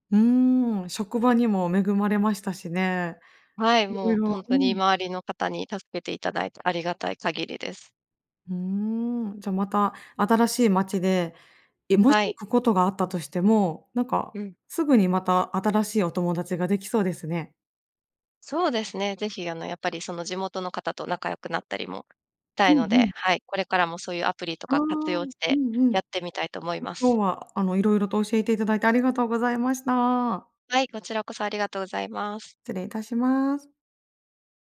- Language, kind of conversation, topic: Japanese, podcast, 新しい街で友達を作るには、どうすればいいですか？
- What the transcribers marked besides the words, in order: none